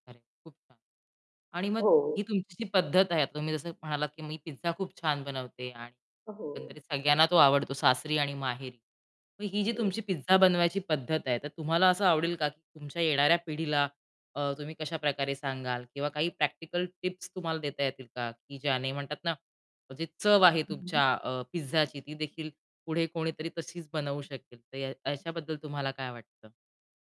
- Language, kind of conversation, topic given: Marathi, podcast, तुझ्यासाठी घरी बनवलेलं म्हणजे नेमकं काय असतं?
- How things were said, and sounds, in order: distorted speech; static